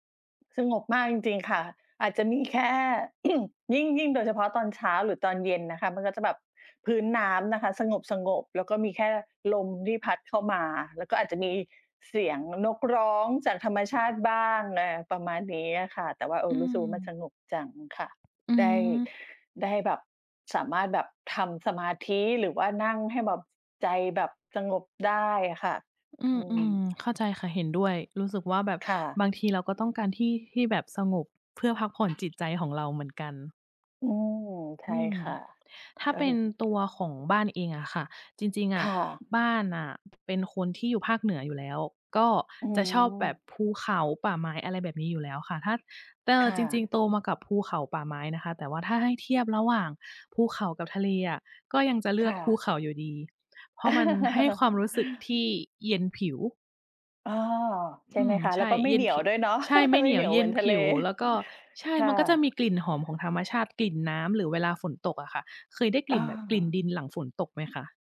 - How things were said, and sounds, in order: throat clearing; other background noise; tapping; "แต่" said as "เตอ"; laugh; laugh; chuckle
- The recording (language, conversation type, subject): Thai, unstructured, ที่ไหนในธรรมชาติที่ทำให้คุณรู้สึกสงบที่สุด?